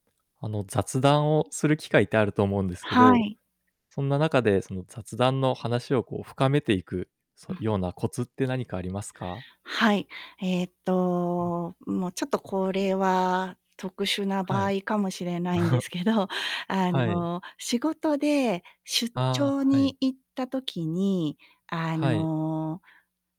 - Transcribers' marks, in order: static; chuckle; laughing while speaking: "ですけど"
- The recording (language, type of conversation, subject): Japanese, podcast, 雑談を深めるためのコツはありますか？